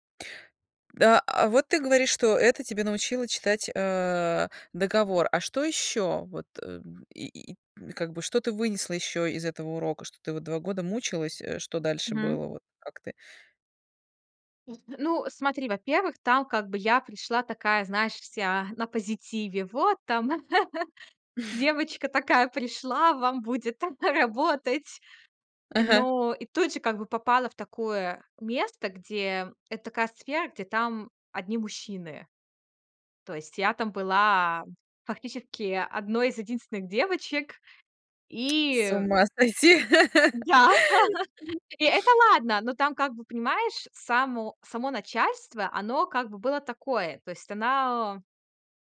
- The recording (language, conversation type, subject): Russian, podcast, Чему научила тебя первая серьёзная ошибка?
- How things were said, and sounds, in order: chuckle; chuckle; tongue click; chuckle; laugh